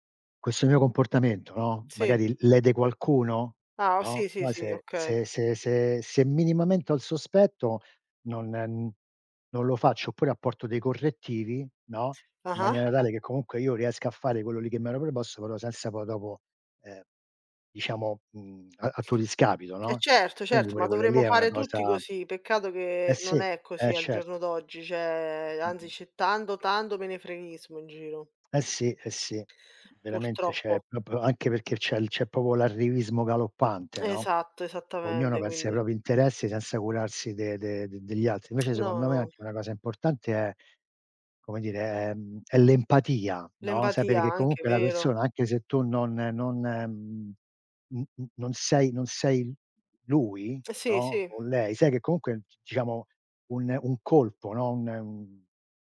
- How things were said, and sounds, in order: tapping; "cioè" said as "ceh"; "proprio" said as "popo"
- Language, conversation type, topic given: Italian, unstructured, Qual è, secondo te, il valore più importante nella vita?